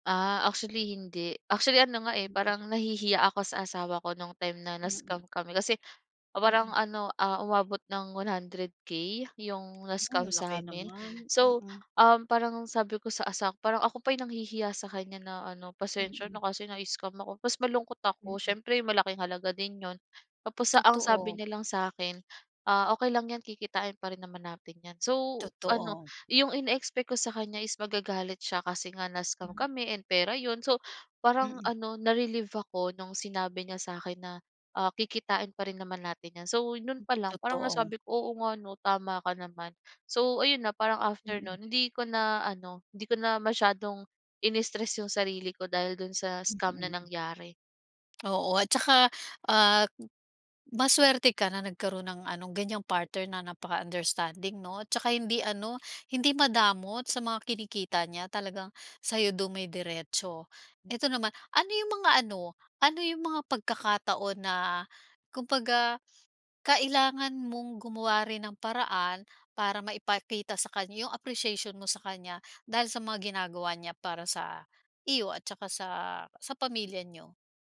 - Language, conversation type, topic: Filipino, podcast, Paano ninyo hinaharap ang usapin ng pera bilang magkapareha?
- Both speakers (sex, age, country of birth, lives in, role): female, 25-29, Philippines, Philippines, guest; female, 55-59, Philippines, Philippines, host
- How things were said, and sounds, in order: tapping